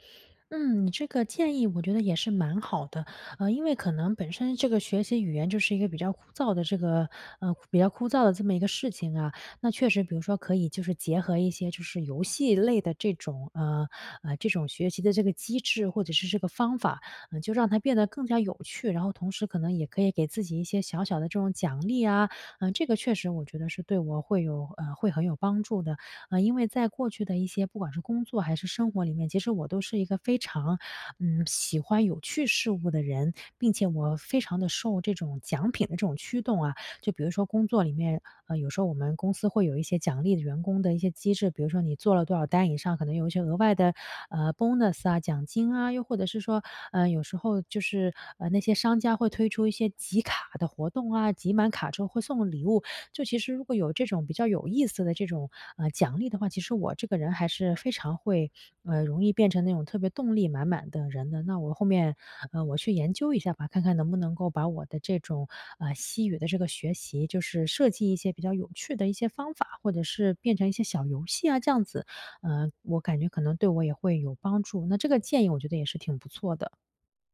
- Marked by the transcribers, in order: in English: "bonus"
- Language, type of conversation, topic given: Chinese, advice, 当我感觉进步停滞时，怎样才能保持动力？